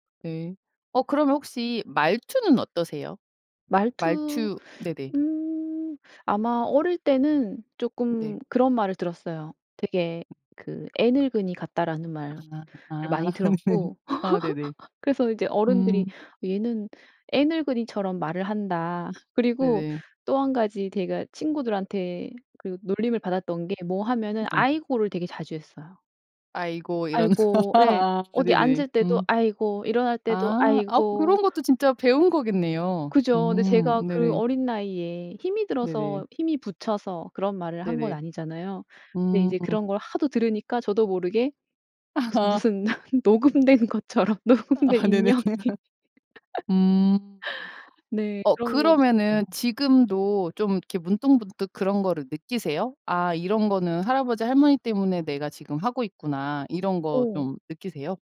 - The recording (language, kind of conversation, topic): Korean, podcast, 할머니·할아버지에게서 배운 문화가 있나요?
- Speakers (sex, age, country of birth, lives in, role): female, 45-49, South Korea, United States, host; female, 55-59, South Korea, South Korea, guest
- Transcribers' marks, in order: other background noise; tapping; laugh; laugh; laugh; laughing while speaking: "아 네네"; laughing while speaking: "녹음된 것처럼 녹음된 인형이"; laugh; laugh